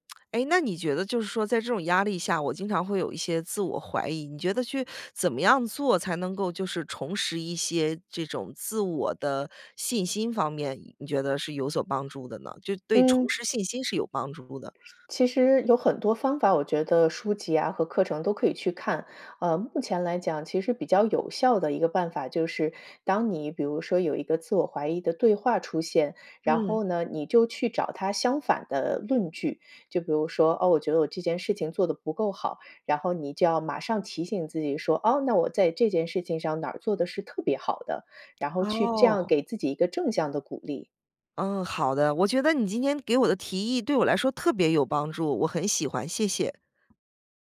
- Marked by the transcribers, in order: lip smack; lip smack
- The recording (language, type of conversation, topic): Chinese, advice, 压力下的自我怀疑
- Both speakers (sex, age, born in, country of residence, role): female, 35-39, China, United States, advisor; female, 40-44, United States, United States, user